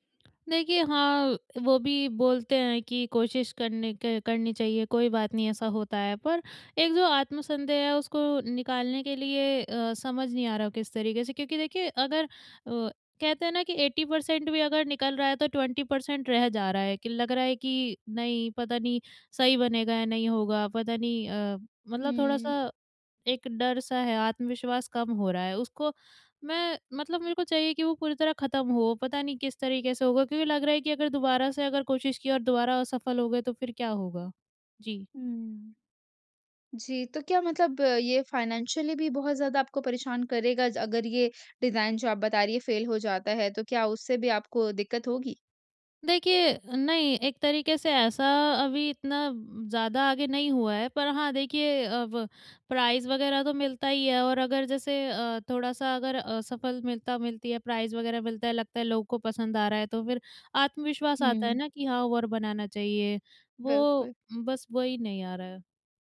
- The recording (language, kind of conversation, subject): Hindi, advice, असफलता का डर और आत्म-संदेह
- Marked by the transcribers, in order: in English: "एटी परसेंट"; in English: "ट्वेंटी परसेंट"; in English: "फ़ाइनेंशियली"; in English: "डिजाइन"; in English: "फेल"; in English: "प्राइज़"; in English: "प्राइज़"